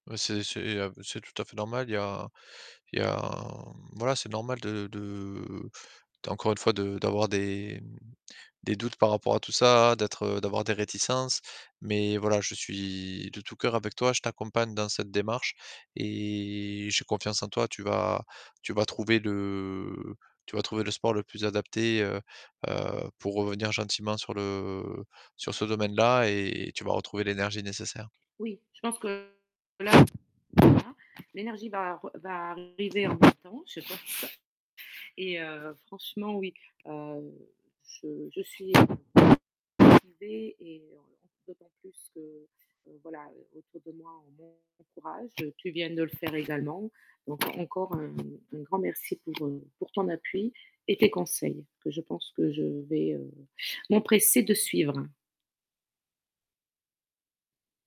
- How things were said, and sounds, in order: drawn out: "et"; distorted speech; other background noise; unintelligible speech; tapping
- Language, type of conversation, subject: French, advice, Comment gérer l’anxiété après un refus professionnel et les doutes sur ses compétences ?